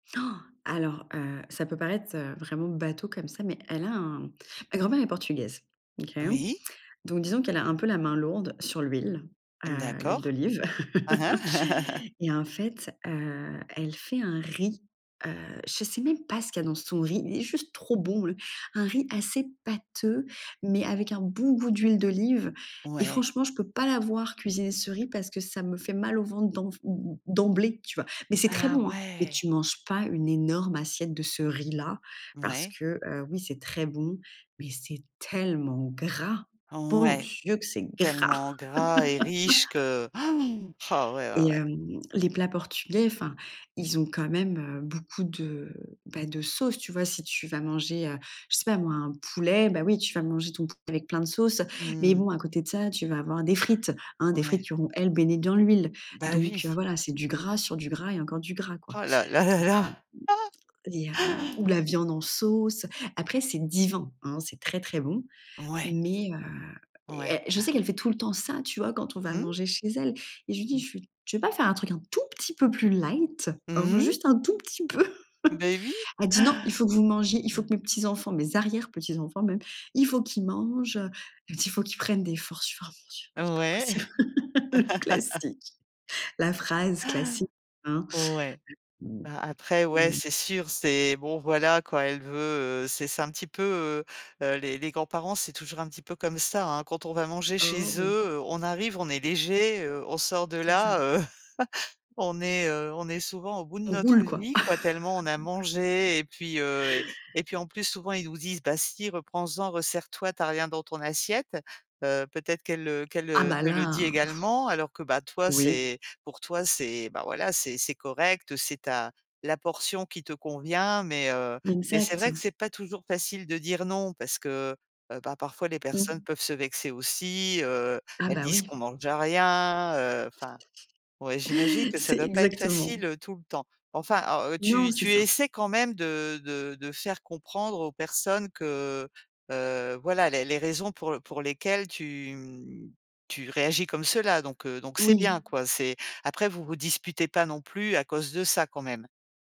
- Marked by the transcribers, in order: gasp; laugh; stressed: "riz"; surprised: "Ah, ouais"; stressed: "très"; stressed: "tellement gras"; laughing while speaking: "gras !"; gasp; laugh; stressed: "frites"; laughing while speaking: "là là là"; chuckle; unintelligible speech; chuckle; inhale; unintelligible speech; laugh; laughing while speaking: "possible"; laugh; unintelligible speech; chuckle; laugh; blowing; inhale
- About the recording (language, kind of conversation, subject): French, advice, Pression sociale concernant ce qu'on mange